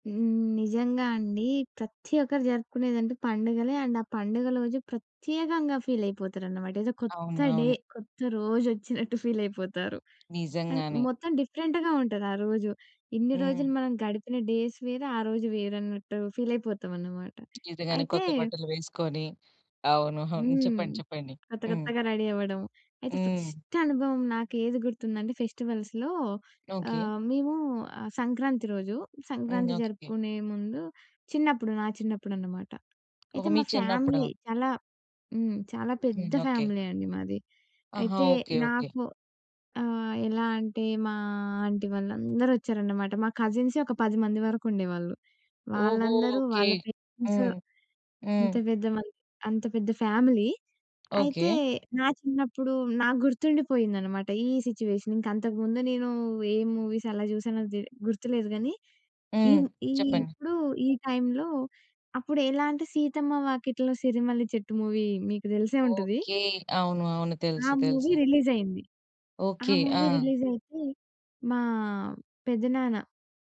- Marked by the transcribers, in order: in English: "అండ్"; in English: "ఫీల్"; other background noise; in English: "డే"; in English: "ఫీల్"; in English: "అండ్"; in English: "డిఫరెంట్‌గా"; in English: "డేస్"; tapping; in English: "రెడీ"; in English: "ఫస్ట్"; stressed: "ఫస్ట్"; in English: "ఫెస్టివల్స్‌లో"; in English: "ఫ్యామిలీ"; in English: "ఫ్యామిలీ"; in English: "పేరెంట్స్"; in English: "ఫ్యామిలీ"; in English: "సిట్యుయేషన్"; in English: "మూవీస్"; in English: "టైమ్‌లో"; in English: "మూవీ"; in English: "మూవీ రిలీజ్"; in English: "మూవీ రిలీజ్"
- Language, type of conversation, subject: Telugu, podcast, పండగను మీరు ఎలా అనుభవించారు?